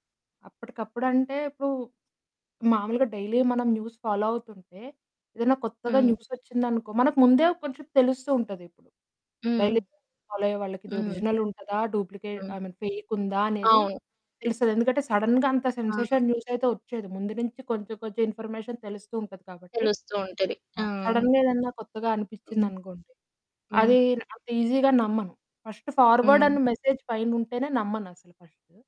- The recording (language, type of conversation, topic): Telugu, podcast, వాట్సాప్ గ్రూపుల్లో వచ్చే సమాచారాన్ని మీరు ఎలా వడపోసి నిజానిజాలు తెలుసుకుంటారు?
- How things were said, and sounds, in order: in English: "డైలీ"; in English: "న్యూస్ ఫాలో"; distorted speech; in English: "డైలీ ఫాలో"; other background noise; in English: "ఒరిజినల్"; in English: "డూప్లికేట్ ఐ మీన్ ఫేక్"; in English: "సడెన్‌గా"; in English: "సెన్సేషన్"; in English: "ఇన్ఫర్మేషన్"; in English: "సడెన్‌గా"; in English: "ఈజీగా"; in English: "ఫార్వర్డ్"; in English: "మెసేజ్"